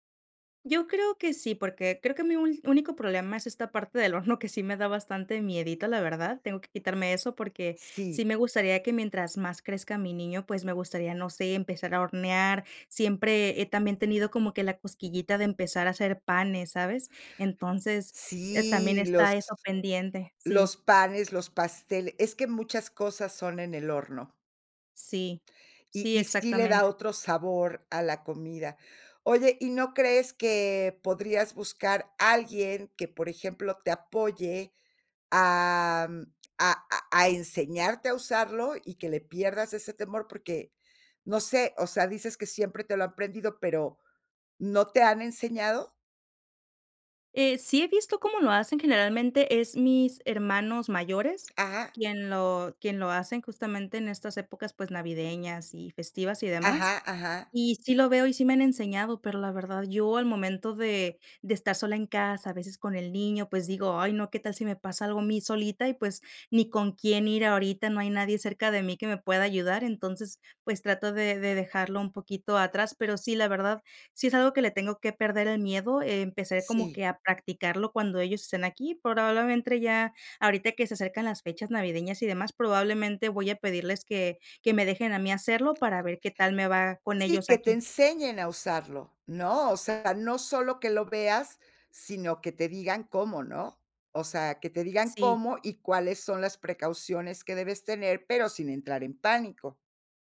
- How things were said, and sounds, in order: other background noise; "probablemente" said as "probablementre"
- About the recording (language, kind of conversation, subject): Spanish, podcast, ¿Qué plato te gustaría aprender a preparar ahora?